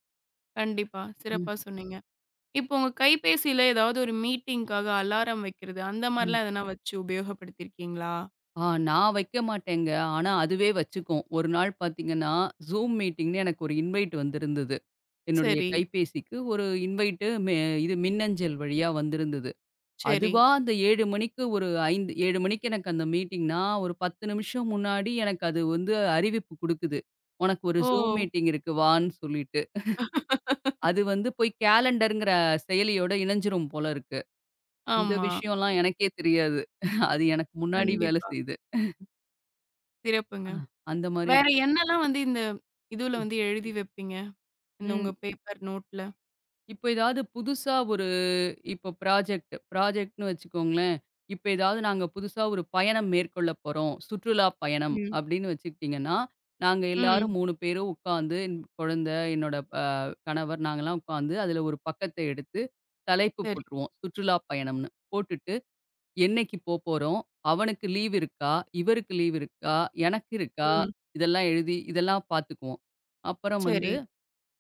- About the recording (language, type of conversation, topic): Tamil, podcast, கைபேசியில் குறிப்பெடுப்பதா அல்லது காகிதத்தில் குறிப்பெடுப்பதா—நீங்கள் எதைத் தேர்வு செய்வீர்கள்?
- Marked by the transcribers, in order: other background noise; other noise; in English: "மீட்டிங்க்காக"; in English: "மீட்டிங்னு"; in English: "இன்வைட்"; in English: "இன்வைட்"; in English: "மீட்டிங்ன்னா"; in English: "மீட்டிங்"; laugh; chuckle; laughing while speaking: "இந்த விஷயம்லாம் எனக்கே தெரியாது. அது எனக்கு முன்னாடி வேல செய்யுது"; in English: "ப்ராஜக்ட் ப்ராஜக்ட்ன்னு"